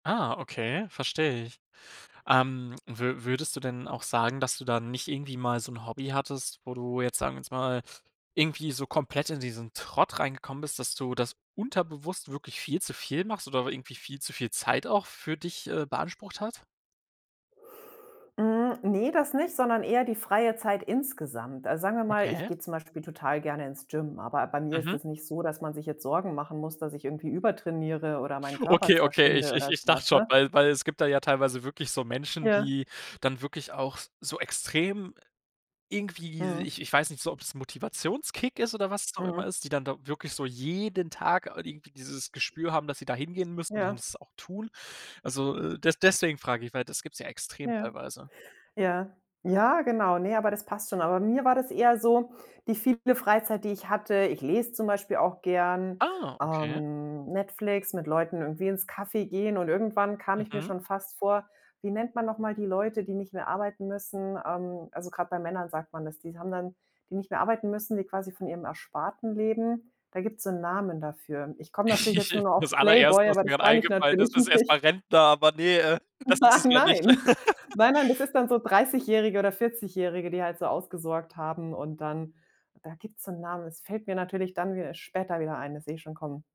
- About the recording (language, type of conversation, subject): German, podcast, Welche Grenzen setzt du dir, damit dein Hobby nicht überhandnimmt?
- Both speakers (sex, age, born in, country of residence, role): female, 40-44, Germany, Cyprus, guest; male, 20-24, Germany, Germany, host
- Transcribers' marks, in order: stressed: "jeden"; surprised: "Ah"; giggle; laughing while speaking: "mein ich natürlich nicht"; laughing while speaking: "Rentner, aber ne, äh, das ist es ja nicht"; laughing while speaking: "Nein, nein"; laugh